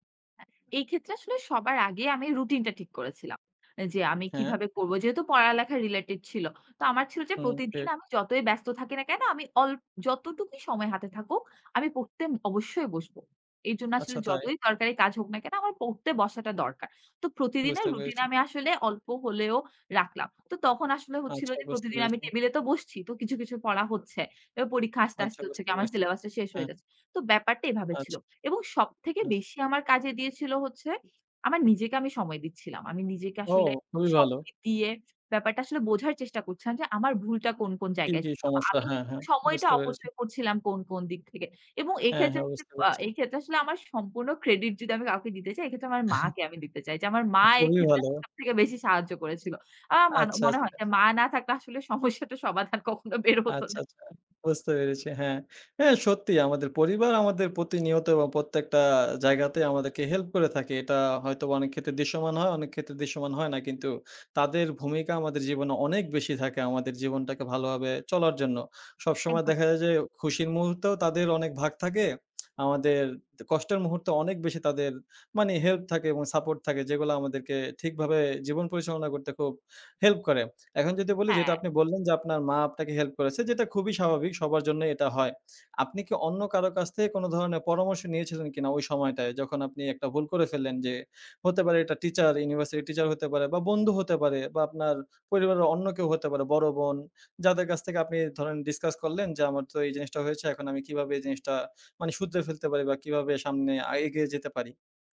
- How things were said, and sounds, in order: tapping; in English: "related"; "পড়তে" said as "পরতেম"; other background noise; unintelligible speech; chuckle; laughing while speaking: "সমস্যাটা সমাধান কখনো বের হত না"; unintelligible speech
- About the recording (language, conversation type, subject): Bengali, podcast, আপনার কি কখনও এমন অভিজ্ঞতা হয়েছে, যখন আপনি নিজেকে ক্ষমা করতে পেরেছেন?